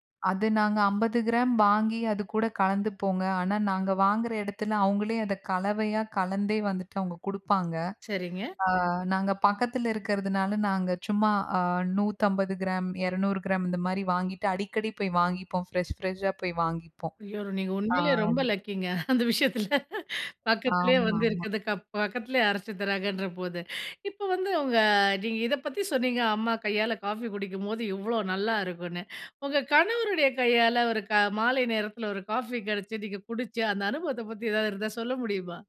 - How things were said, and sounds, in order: other background noise; laughing while speaking: "அந்த விஷயத்தில"
- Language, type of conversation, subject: Tamil, podcast, மாலை தேநீர் அல்லது காபி நேரத்தை நீங்கள் எப்படி அனுபவிக்கிறீர்கள்?
- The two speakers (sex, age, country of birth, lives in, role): female, 35-39, India, India, guest; female, 40-44, India, India, host